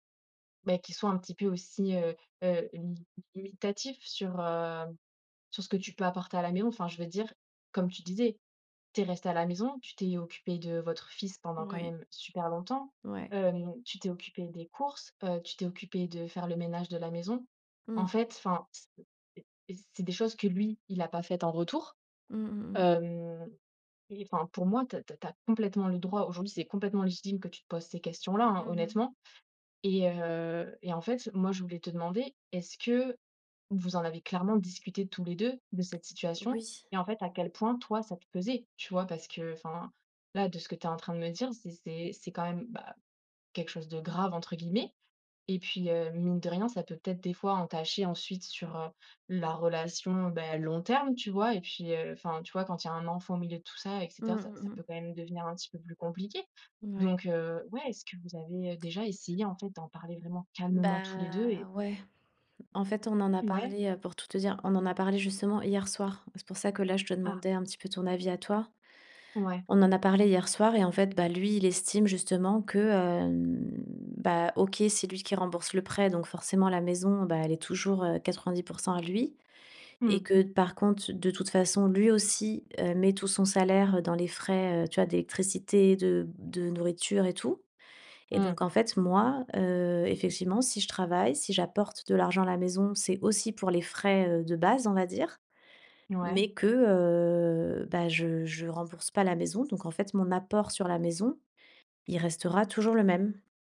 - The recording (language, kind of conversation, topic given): French, advice, Comment gérer des disputes financières fréquentes avec mon partenaire ?
- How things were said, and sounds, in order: tapping; other background noise; drawn out: "Bah"; drawn out: "hem"